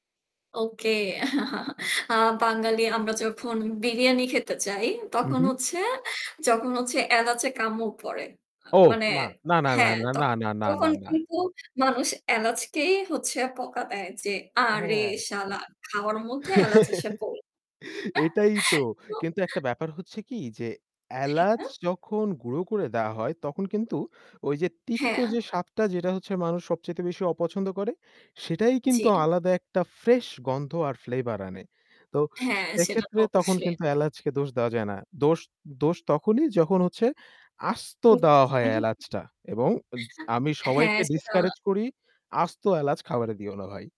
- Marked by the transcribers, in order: static; chuckle; "বকা" said as "পকা"; chuckle; laugh; in English: "flavour"; other noise; in English: "discourage"
- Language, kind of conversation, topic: Bengali, unstructured, সুগন্ধি মসলা কীভাবে খাবারের স্বাদ বাড়ায়?